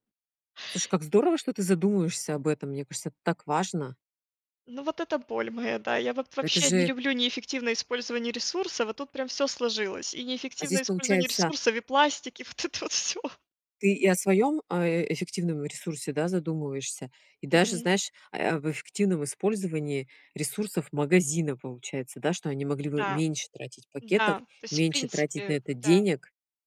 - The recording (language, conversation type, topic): Russian, podcast, Как, по‑твоему, можно решить проблему пластика в быту?
- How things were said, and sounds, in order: laughing while speaking: "и вот это вот всё"; other background noise; stressed: "меньше"